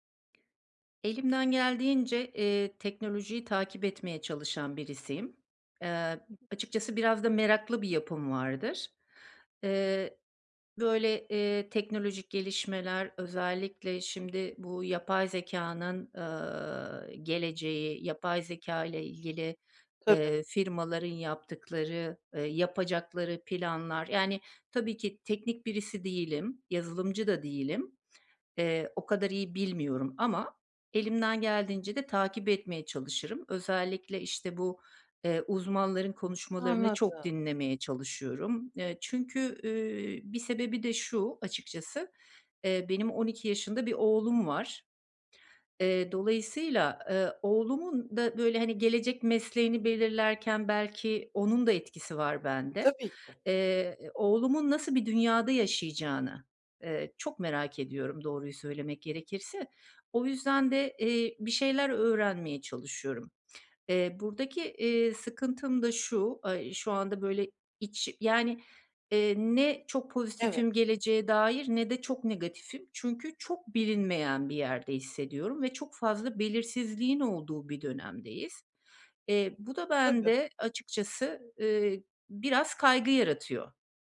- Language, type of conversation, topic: Turkish, advice, Belirsizlik ve hızlı teknolojik ya da sosyal değişimler karşısında nasıl daha güçlü ve uyumlu kalabilirim?
- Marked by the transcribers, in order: other background noise; tapping; other noise